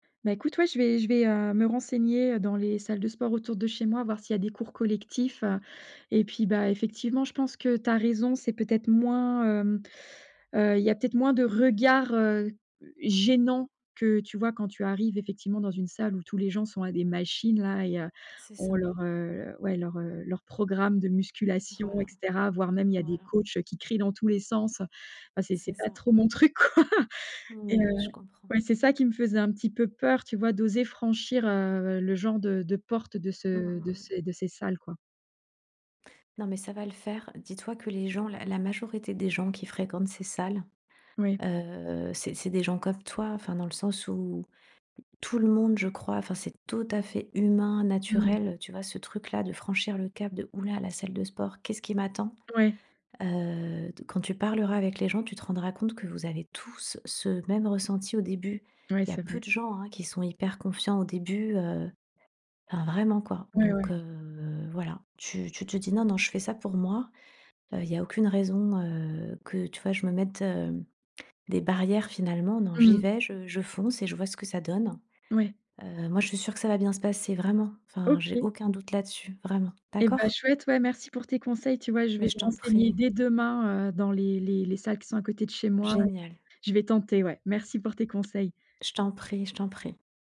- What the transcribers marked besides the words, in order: stressed: "gênants"; laughing while speaking: "quoi"; other background noise
- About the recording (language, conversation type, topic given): French, advice, Qu’est-ce qui te fait ressentir de la honte ou de la gêne quand tu t’entraînes à la salle de sport parmi les autres ?